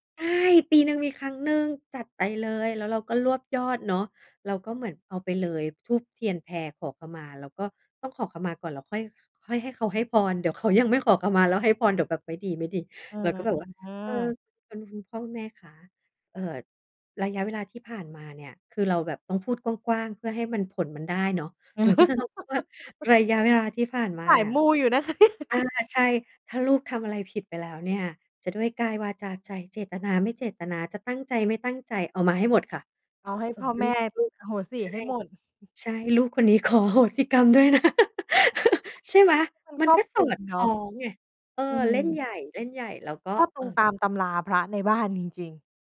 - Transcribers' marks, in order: laugh; laughing while speaking: "เนี่ย"; other noise; laughing while speaking: "ขอโหสิกรรมด้วยนะ"; chuckle; laugh
- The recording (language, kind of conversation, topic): Thai, podcast, คำพูดที่สอดคล้องกับการกระทำสำคัญแค่ไหนสำหรับคุณ?